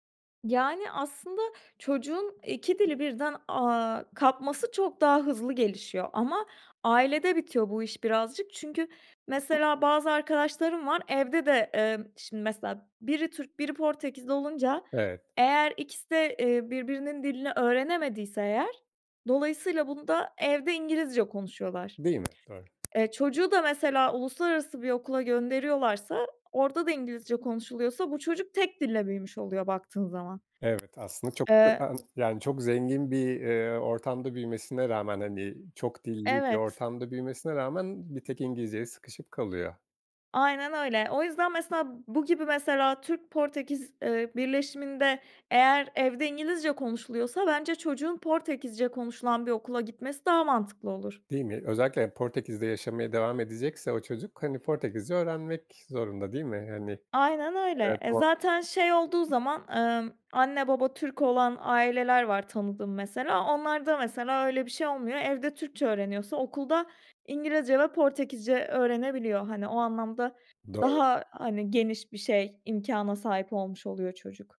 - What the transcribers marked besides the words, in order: tapping; other background noise
- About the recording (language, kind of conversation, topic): Turkish, podcast, Dil, kimlik oluşumunda ne kadar rol oynar?